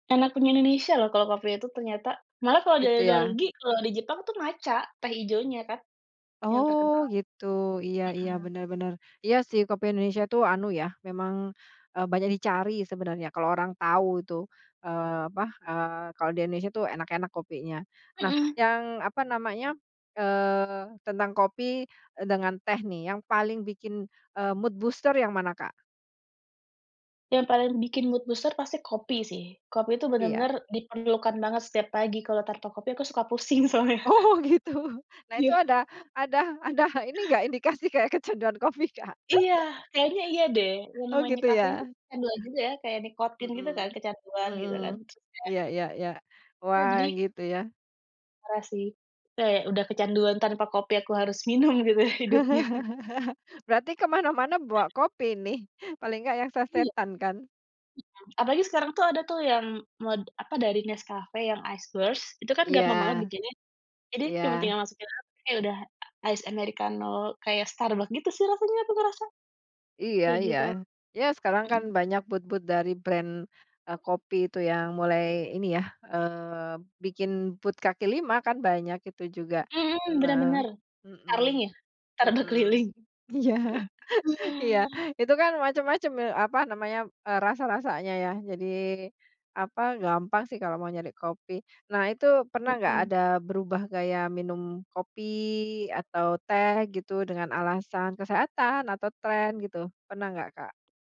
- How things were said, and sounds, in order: in English: "mood booster"; in English: "mood booster"; laughing while speaking: "Oh gitu"; laughing while speaking: "soalnya"; laughing while speaking: "ada ini enggak indikasi kayak kecanduan kopi Kak?"; chuckle; unintelligible speech; laughing while speaking: "gitu ya hidupnya"; chuckle; other background noise; unintelligible speech; in English: "ice roast"; in English: "ice americano"; tapping; in English: "booth-booth"; in English: "brand"; in English: "booth"; laughing while speaking: "iya"; chuckle
- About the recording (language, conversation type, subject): Indonesian, podcast, Ceritakan kebiasaan minum kopi atau teh yang paling kamu nikmati?